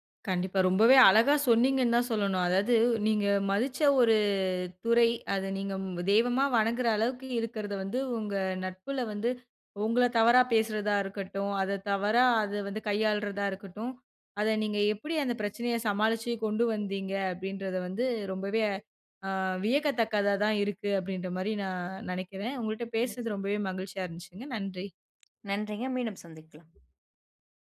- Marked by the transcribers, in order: "மதிச்ச" said as "மதுச்ச"
- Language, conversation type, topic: Tamil, podcast, ஒரு நட்பில் ஏற்பட்ட பிரச்சனையை நீங்கள் எவ்வாறு கையாள்ந்தீர்கள்?